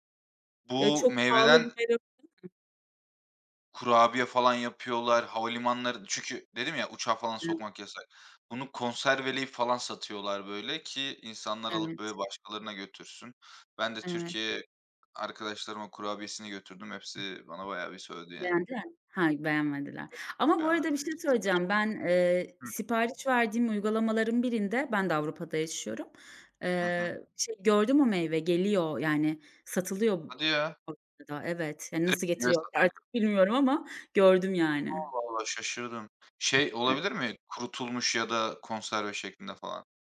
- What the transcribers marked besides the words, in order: other background noise; unintelligible speech; unintelligible speech
- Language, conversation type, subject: Turkish, unstructured, Birlikte yemek yemek insanları nasıl yakınlaştırır?